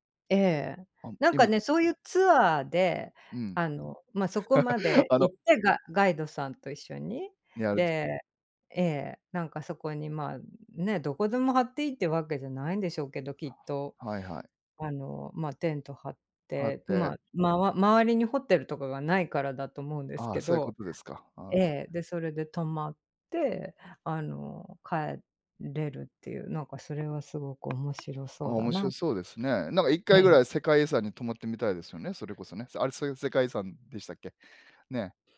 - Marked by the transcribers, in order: other background noise; chuckle; unintelligible speech; tapping
- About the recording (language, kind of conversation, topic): Japanese, unstructured, あなたの理想の旅行先はどこですか？